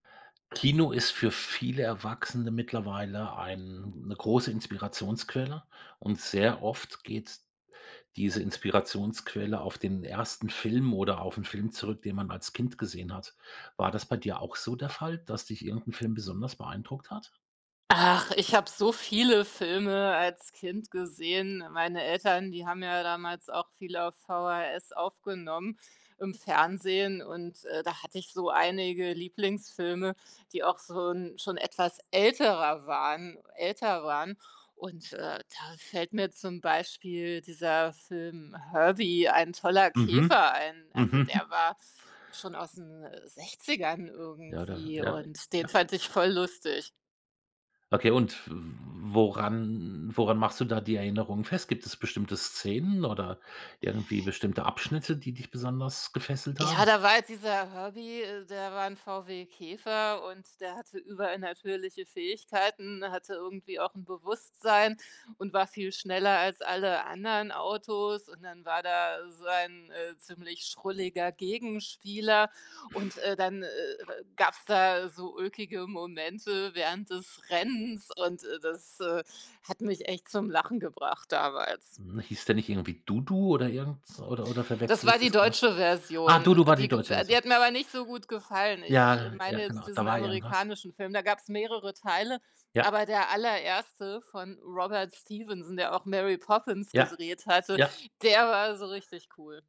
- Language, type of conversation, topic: German, podcast, Welcher Film hat dich als Kind am meisten gefesselt?
- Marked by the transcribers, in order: other background noise; chuckle; snort